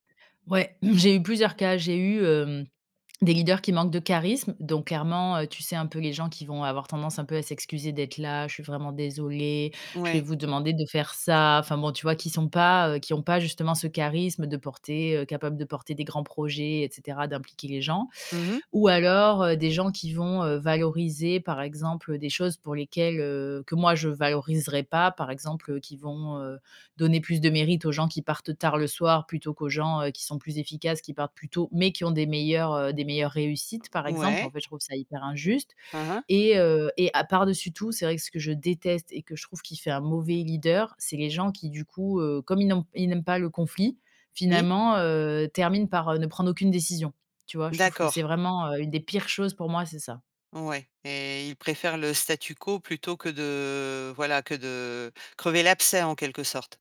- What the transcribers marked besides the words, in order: throat clearing; stressed: "mais"; drawn out: "de"; stressed: "l'abcès"
- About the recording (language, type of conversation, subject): French, podcast, Qu’est-ce qui, pour toi, fait un bon leader ?